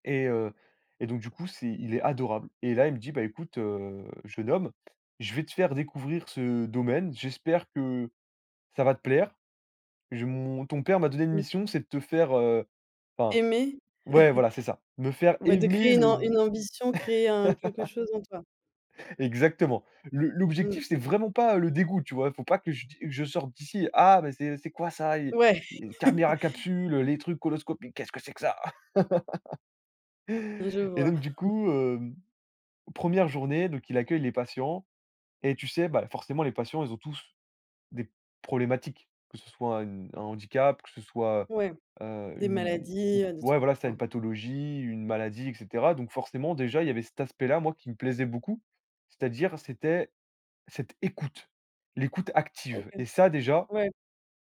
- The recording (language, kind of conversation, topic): French, podcast, Raconte-moi un moment où, à la maison, tu as appris une valeur importante.
- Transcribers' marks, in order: tapping; chuckle; laugh; other background noise; chuckle; put-on voice: "et caméras capsules, les trucs coloscopiques, qu'est-ce que c'est que ça ?"; chuckle; laugh; stressed: "écoute"; stressed: "active"